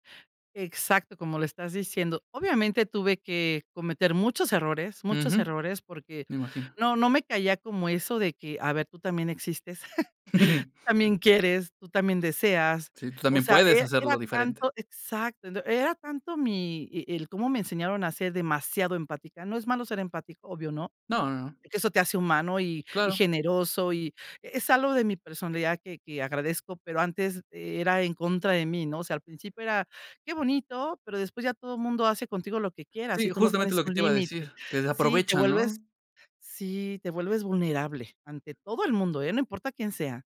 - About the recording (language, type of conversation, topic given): Spanish, podcast, ¿Cómo equilibras la lealtad familiar y tu propio bienestar?
- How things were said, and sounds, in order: chuckle; other noise